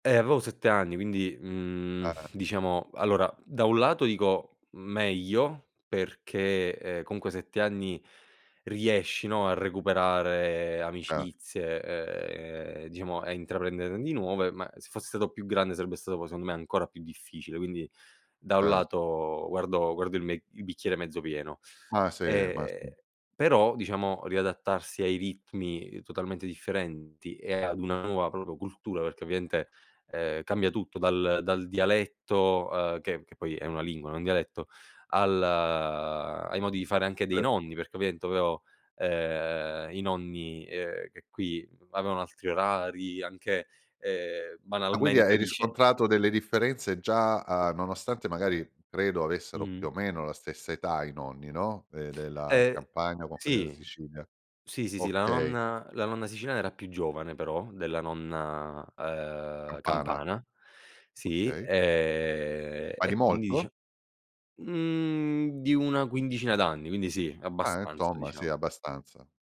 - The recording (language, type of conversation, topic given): Italian, podcast, Com’è, secondo te, sentirsi a metà tra due culture?
- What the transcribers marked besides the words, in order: drawn out: "mhmm"; drawn out: "ehm"; drawn out: "al"; "ovviamente" said as "ovviaente"; drawn out: "ehm"; drawn out: "ehm"